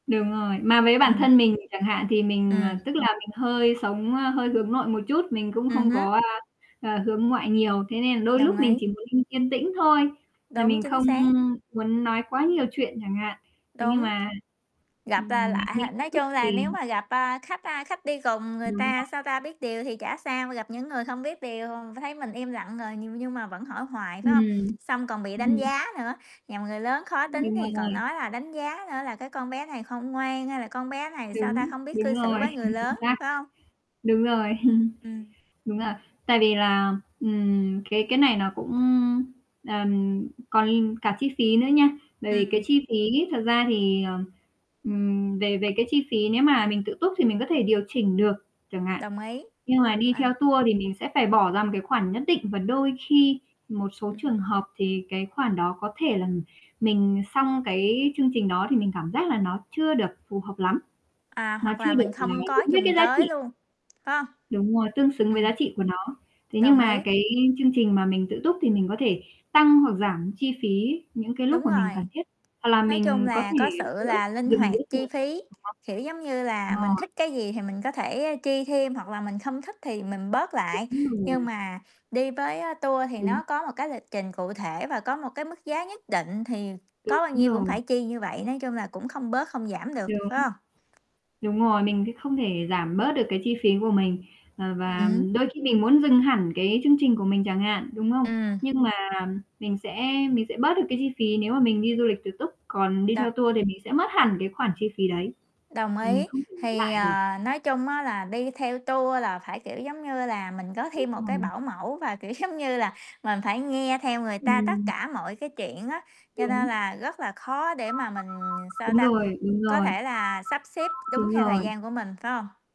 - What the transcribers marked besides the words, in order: static; other background noise; distorted speech; tapping; chuckle; unintelligible speech; laughing while speaking: "kiểu"; alarm
- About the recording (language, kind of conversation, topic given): Vietnamese, unstructured, Bạn thích đi du lịch tự túc hay đi theo tour hơn, và vì sao?